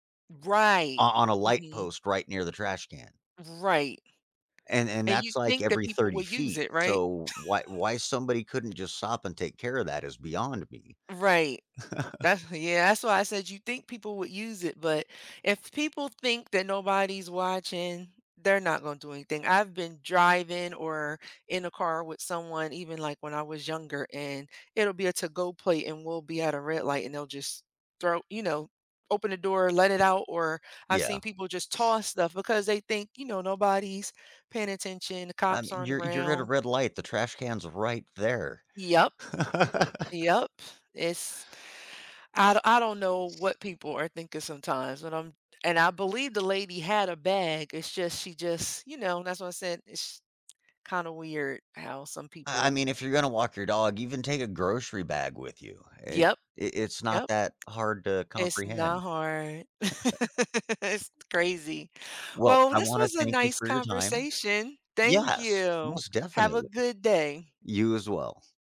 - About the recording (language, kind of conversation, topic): English, unstructured, What are some everyday choices we can make to care for the environment?
- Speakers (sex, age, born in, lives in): female, 40-44, United States, United States; male, 40-44, United States, United States
- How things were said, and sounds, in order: other background noise; chuckle; tapping; chuckle; laugh; "it's" said as "ish"; laugh; chuckle